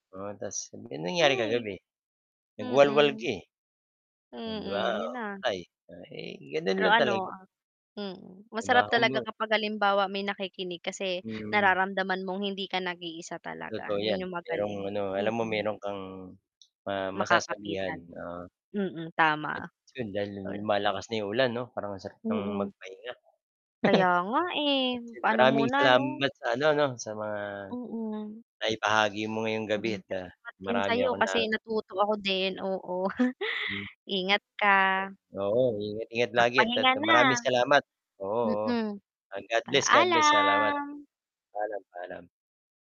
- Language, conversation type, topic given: Filipino, unstructured, Ano ang papel ng pakikinig sa paglutas ng alitan?
- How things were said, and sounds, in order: distorted speech; unintelligible speech; static; tapping; unintelligible speech; laugh; unintelligible speech; chuckle; drawn out: "Paalam"